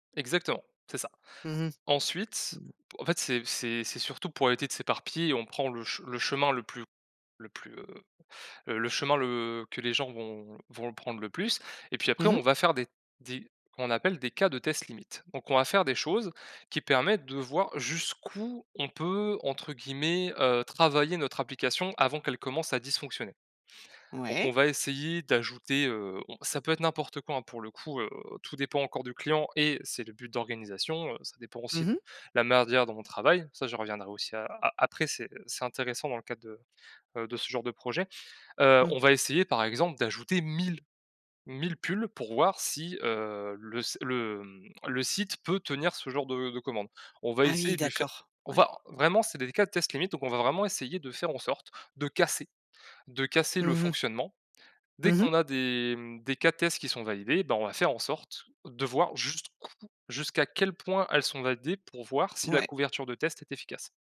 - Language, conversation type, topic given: French, podcast, Quelle astuce pour éviter le gaspillage quand tu testes quelque chose ?
- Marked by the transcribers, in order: "manière" said as "marnière"; drawn out: "des, mmh"; tapping